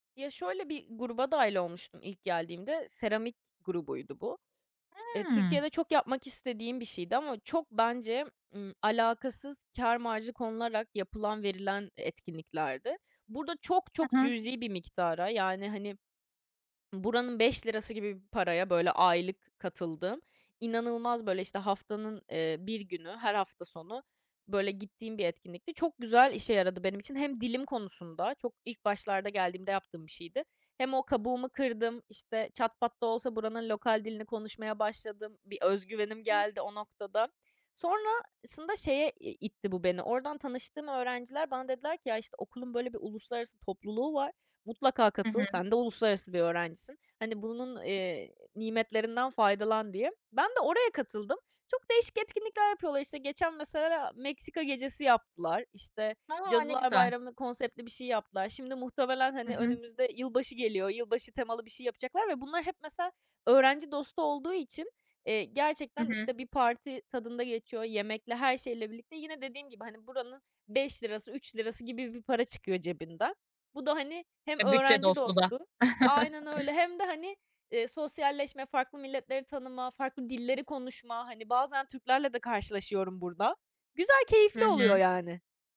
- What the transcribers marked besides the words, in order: other background noise; unintelligible speech; unintelligible speech; baby crying; chuckle
- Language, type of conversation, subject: Turkish, podcast, Yalnızlıkla başa çıkarken hangi günlük alışkanlıklar işe yarar?